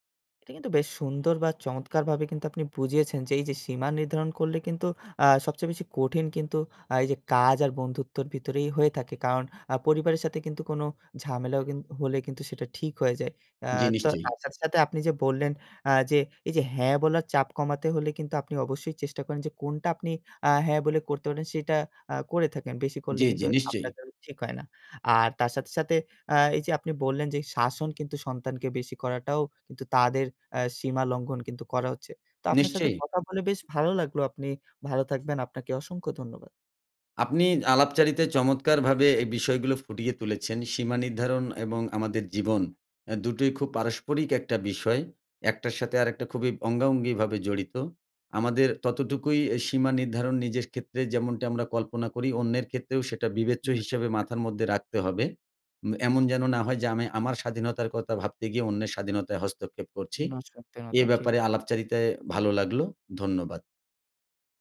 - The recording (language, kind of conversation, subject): Bengali, podcast, নিজের সীমা নির্ধারণ করা কীভাবে শিখলেন?
- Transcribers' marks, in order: tapping; horn